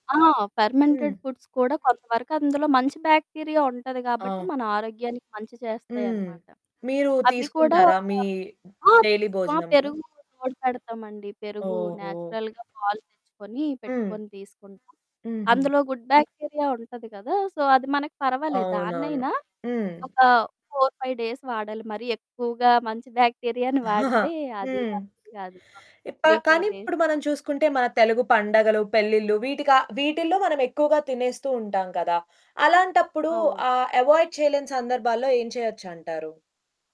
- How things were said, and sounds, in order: in English: "ఫెర్మెంటెడ్ ఫుడ్స్"; in English: "బ్యాక్టీరియా"; background speech; other background noise; in English: "డైలీ"; static; in English: "న్యాచురల్‌గా"; in English: "గుడ్ బ్యాక్టీరియా"; in English: "సో"; in English: "డేస్"; in English: "బ్యాక్టీరియాను"; chuckle; in English: "డేస్"; distorted speech; in English: "అవాయిడ్"
- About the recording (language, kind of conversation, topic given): Telugu, podcast, ఆరోగ్యకరమైన ఆహారపు అలవాట్లు రికవరీ ప్రక్రియకు ఎలా తోడ్పడతాయి?
- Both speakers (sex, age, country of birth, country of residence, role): female, 20-24, India, India, host; female, 30-34, India, India, guest